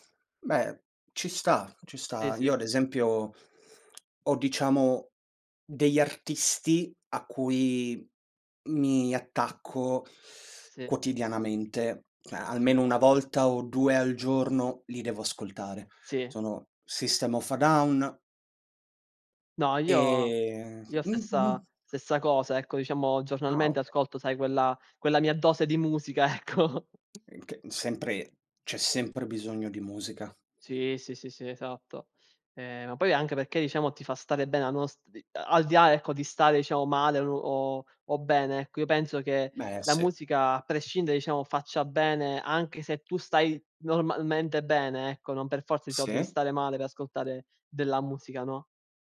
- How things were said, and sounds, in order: drawn out: "e"; chuckle; "diciamo" said as "iciamo"; "diciamo" said as "iciamo"
- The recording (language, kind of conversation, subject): Italian, unstructured, In che modo la musica può cambiare il tuo umore?